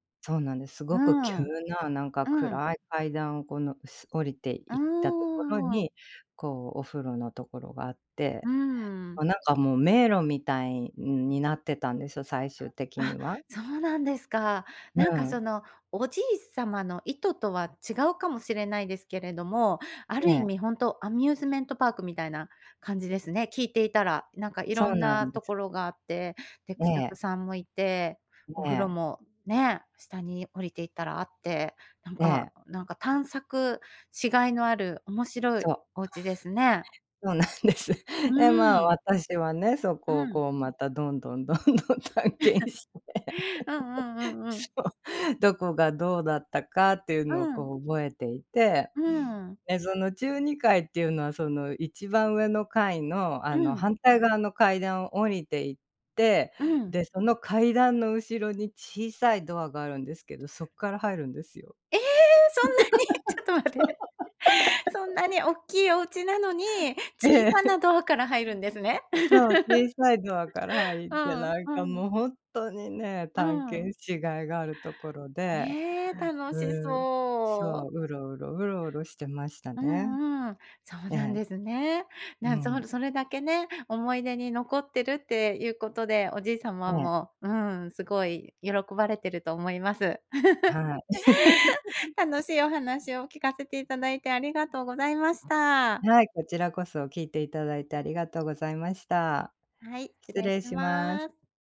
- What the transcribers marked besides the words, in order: other background noise; chuckle; laughing while speaking: "そうなんです"; chuckle; laughing while speaking: "どんどん探検して。そう"; surprised: "ええ"; laughing while speaking: "そんなに？ちょっと待って"; laugh; chuckle; laugh; laugh
- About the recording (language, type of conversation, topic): Japanese, podcast, 祖父母との思い出をひとつ聞かせてくれますか？